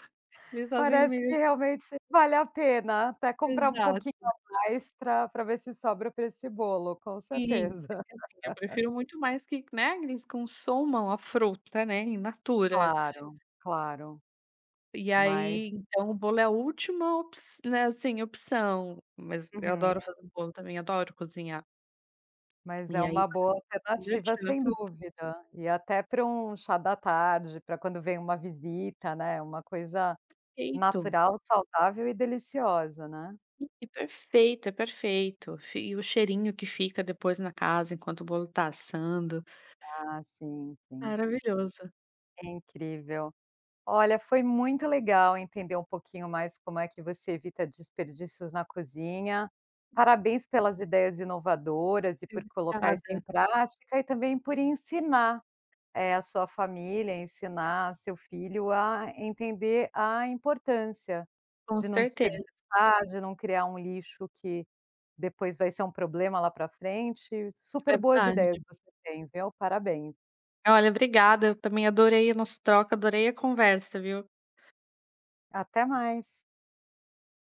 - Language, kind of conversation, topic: Portuguese, podcast, Como evitar o desperdício na cozinha do dia a dia?
- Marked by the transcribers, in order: laugh; unintelligible speech; other noise